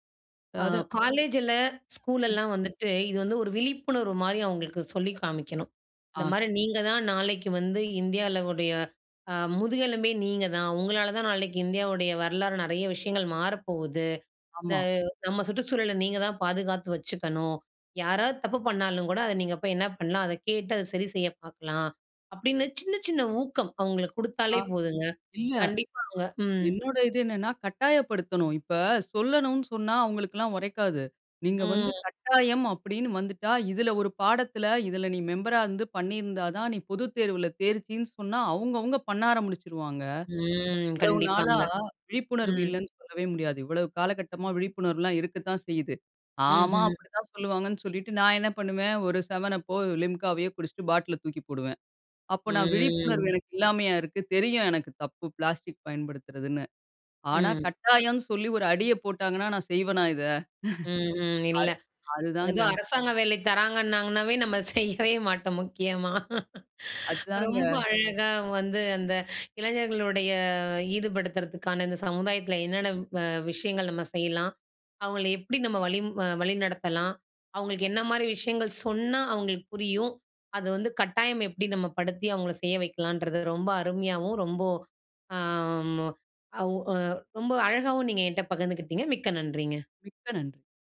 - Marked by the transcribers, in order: "அதாவது" said as "அதாது"; other background noise; drawn out: "ம்"; drawn out: "ம்"; drawn out: "ம்"; laugh; laughing while speaking: "நம்ம செய்யவே மாட்டோம் முக்கியமா"; laughing while speaking: "அத்தாங்க"; drawn out: "இளைஞர்களுடைய"
- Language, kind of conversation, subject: Tamil, podcast, இளைஞர்களை சமுதாயத்தில் ஈடுபடுத்த என்ன செய்யலாம்?